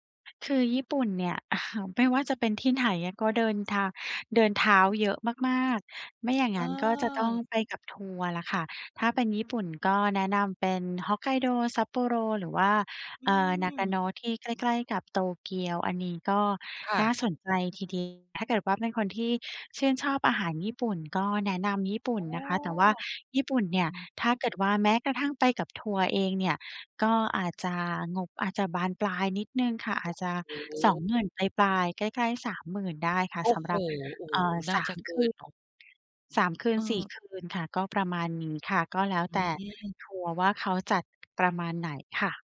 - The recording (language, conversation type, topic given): Thai, advice, ค้นหาสถานที่ท่องเที่ยวใหม่ที่น่าสนใจ
- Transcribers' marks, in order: other background noise; chuckle; tapping